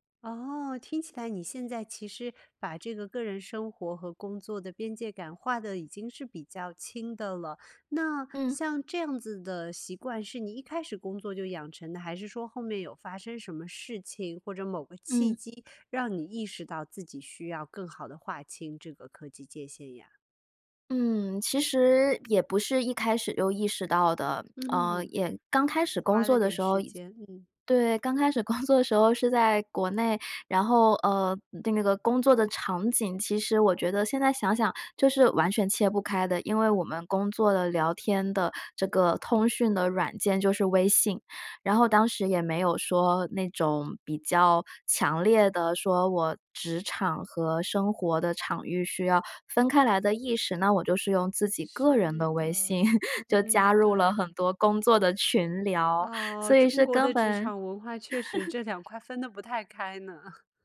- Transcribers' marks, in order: lip smack; other background noise; laughing while speaking: "工作"; laughing while speaking: "微信"; laugh; chuckle
- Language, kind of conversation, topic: Chinese, podcast, 如何在工作和私生活之间划清科技使用的界限？